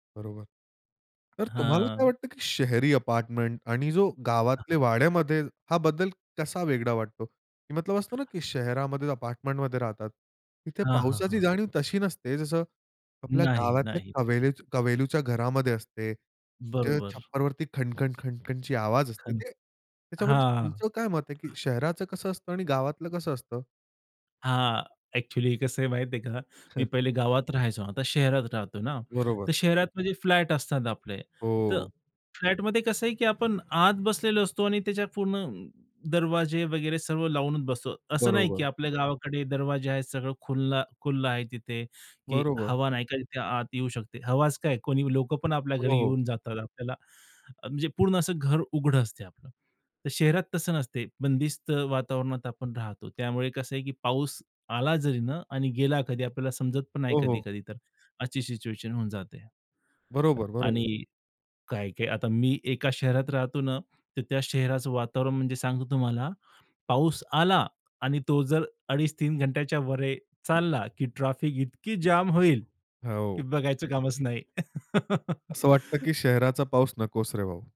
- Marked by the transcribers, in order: tapping; other background noise; "कौलारु" said as "कवेलूच्या"; unintelligible speech; laughing while speaking: "हं"; laugh
- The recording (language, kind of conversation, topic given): Marathi, podcast, पाऊस सुरु झाला की घरातील वातावरण आणि दैनंदिन जीवनाचा अनुभव कसा बदलतो?